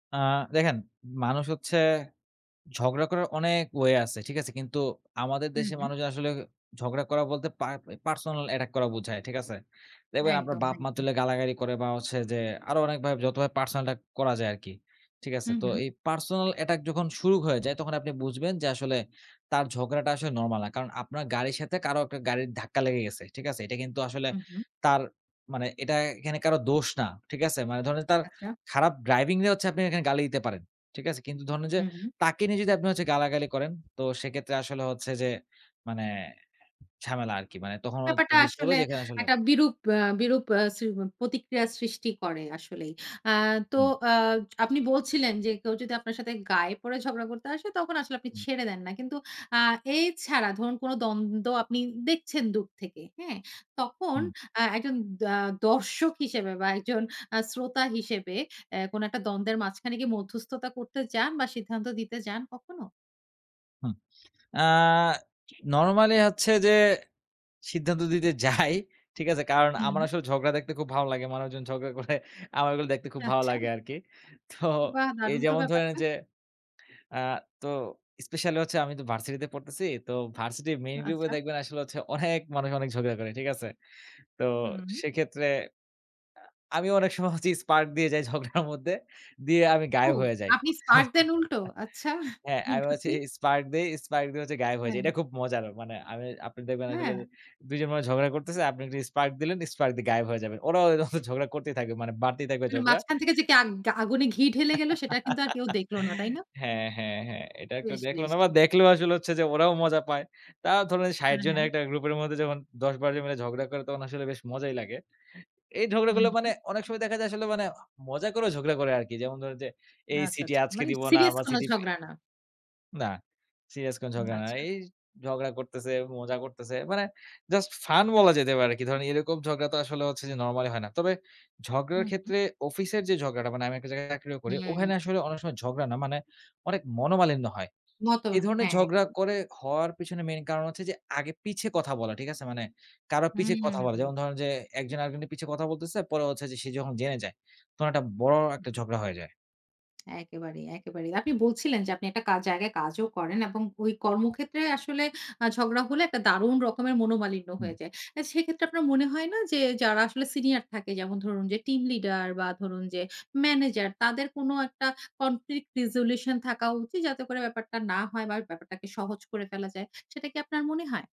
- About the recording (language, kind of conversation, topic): Bengali, podcast, কাজে দ্বন্দ্ব হলে আপনি সাধারণত কীভাবে তা সমাধান করেন, একটি উদাহরণসহ বলবেন?
- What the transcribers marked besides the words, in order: tapping; other background noise; laughing while speaking: "যাই"; laughing while speaking: "করে"; laughing while speaking: "তো"; laughing while speaking: "ঝগড়ার মধ্যে"; chuckle; unintelligible speech; laughing while speaking: "হচ্ছে"; laugh; unintelligible speech; in English: "কনফ্লিক্ট রেজোলিউশন"